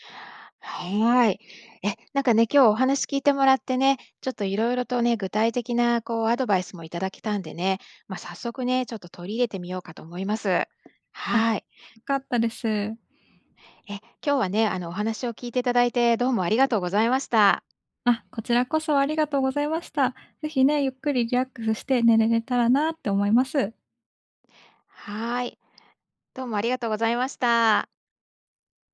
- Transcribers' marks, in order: other background noise
- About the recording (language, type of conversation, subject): Japanese, advice, 安らかな眠りを優先したいのですが、夜の習慣との葛藤をどう解消すればよいですか？